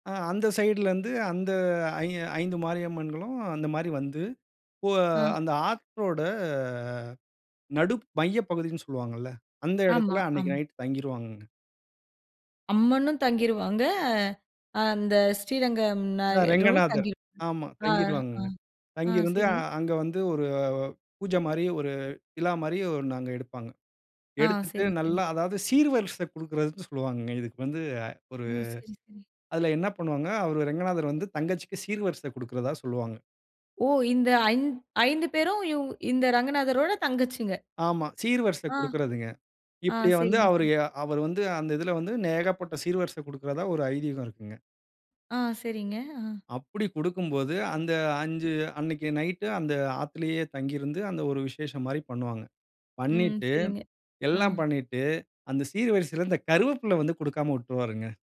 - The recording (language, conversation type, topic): Tamil, podcast, பண்டிகை நாட்களில் நீங்கள் பின்பற்றும் தனிச்சிறப்பு கொண்ட மரபுகள் என்னென்ன?
- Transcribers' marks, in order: drawn out: "ஆற்றோட"; other noise; "ஏகப்பட்ட" said as "நேகப்பட்ட"